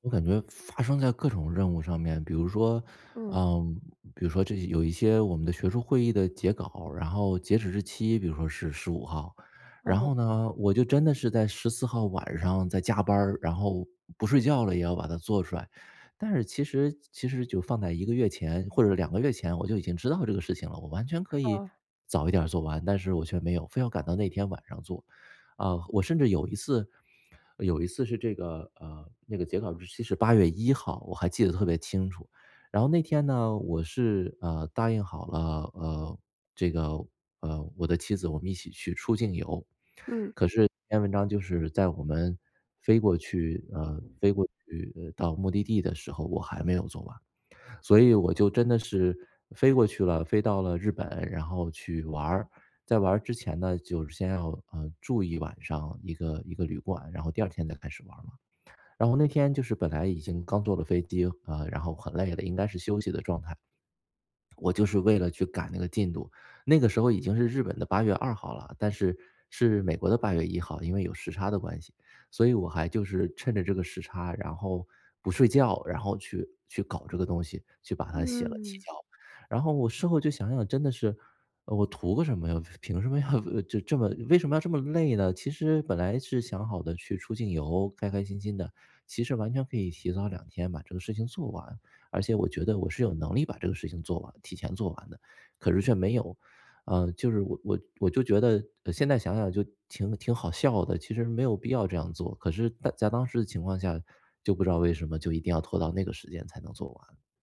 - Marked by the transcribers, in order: laughing while speaking: "要"
- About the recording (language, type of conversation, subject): Chinese, advice, 我怎样才能停止拖延并养成新习惯？